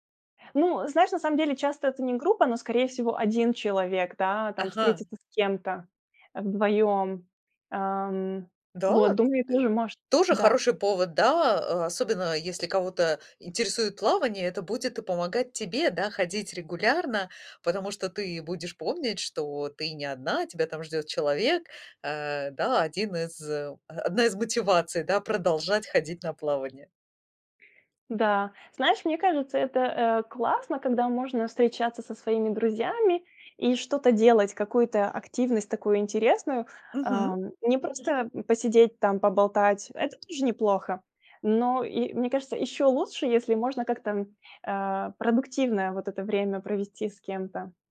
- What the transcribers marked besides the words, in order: none
- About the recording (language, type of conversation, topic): Russian, advice, Как заводить новые знакомства и развивать отношения, если у меня мало времени и энергии?